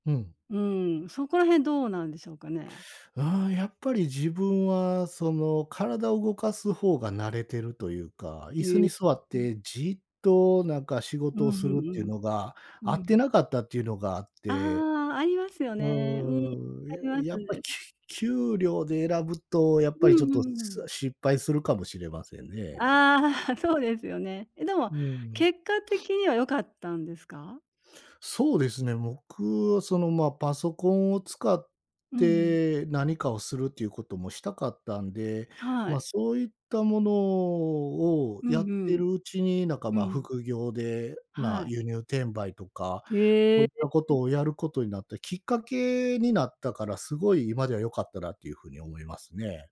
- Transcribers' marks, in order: tapping; sniff
- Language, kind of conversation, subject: Japanese, podcast, 転職を考え始めたきっかけは何でしたか？